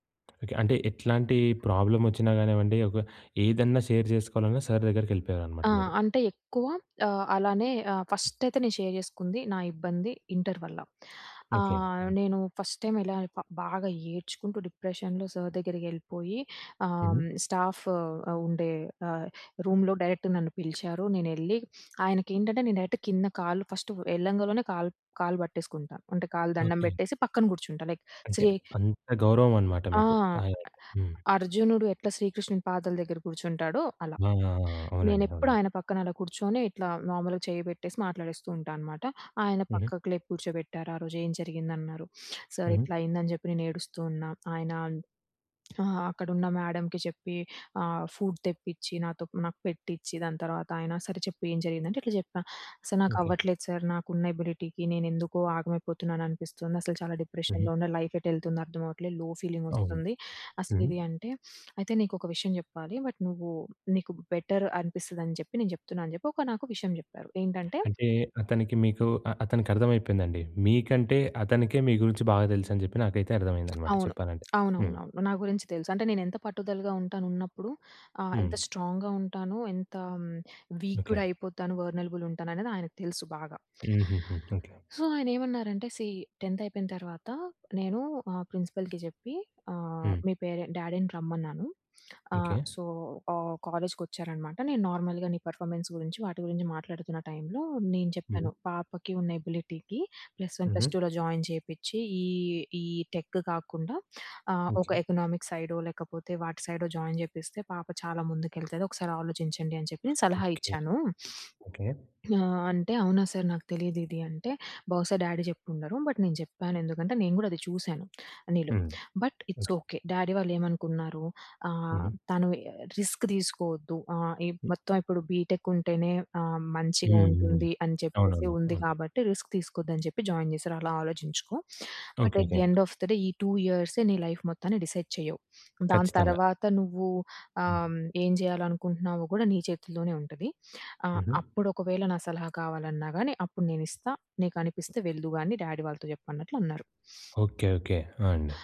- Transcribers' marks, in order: tapping; in English: "ప్రాబ్లమ్"; in English: "షేర్"; in English: "సర్"; in English: "షేర్"; in English: "ఫస్ట్"; in English: "డిప్రెషన్‌లో సర్"; in English: "రూమ్‌లో డైరెక్ట్"; other background noise; in English: "డైరెక్ట్"; in English: "లైక్"; other noise; sniff; in English: "సర్"; in English: "మ్యాడమ్‌కి"; in English: "ఫుడ్"; in English: "సర్"; in English: "సర్"; in English: "ఎబిలిటీకి"; in English: "డిప్రెషన్‌లో"; in English: "లైఫ్"; in English: "లో"; sniff; in English: "బట్"; in English: "బెటర్"; in English: "స్ట్రాంగ్‌గా"; in English: "వీక్"; in English: "వల్నరబుల్"; in English: "సో"; in English: "సీ, టెన్త్"; in English: "ప్రిన్సిపల్‌కి"; in English: "పేరెంట్ డ్యాడీని"; in English: "సో"; in English: "నార్మల్‌గా"; in English: "పెర్ఫార్మెన్స్"; in English: "ఎబిలిటీకి ప్లస్ వన్, ప్లస్ టులో జాయిన్"; drawn out: "జెపిచ్చి"; in English: "ఎకనామిక్స్"; in English: "జాయిన్"; sniff; in English: "సర్!"; in English: "డ్యాడీ"; in English: "బట్"; in English: "బట్ ఇట్స్ ఓకే. డ్యాడీ"; in English: "రిస్క్"; in English: "బీటెక్"; in English: "రిస్క్"; in English: "జాయిన్"; in English: "బట్, అట్ ది ఎండ్ ఆఫ్ ది డే"; in English: "టూ"; in English: "లైఫ్"; in English: "డిసైడ్"; in English: "డ్యాడీ"
- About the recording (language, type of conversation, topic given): Telugu, podcast, మీకు నిజంగా సహాయమిచ్చిన ఒక సంఘటనను చెప్పగలరా?